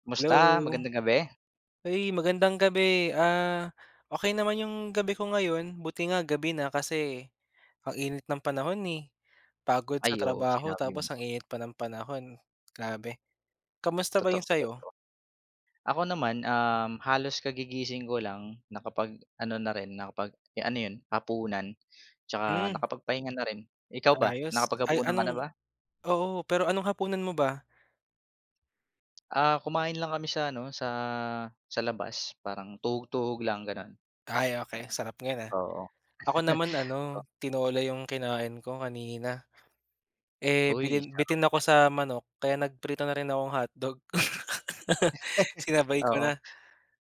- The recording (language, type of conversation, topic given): Filipino, unstructured, Ano ang paborito mong kanta, at anong alaala ang kaakibat nito?
- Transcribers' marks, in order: laugh; laugh